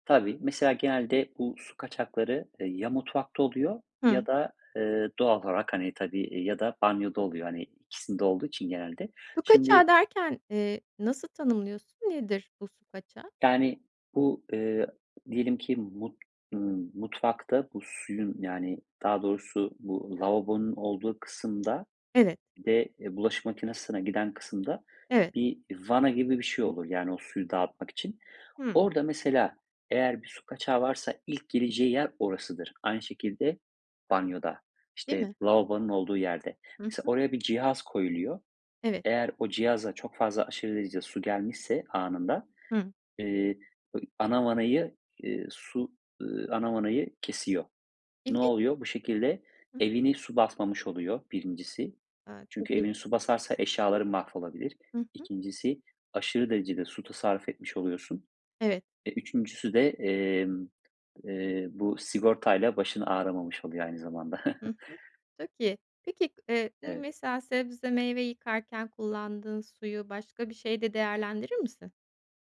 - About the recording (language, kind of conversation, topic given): Turkish, podcast, Su tasarrufu için pratik önerilerin var mı?
- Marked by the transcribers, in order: other background noise; tapping; chuckle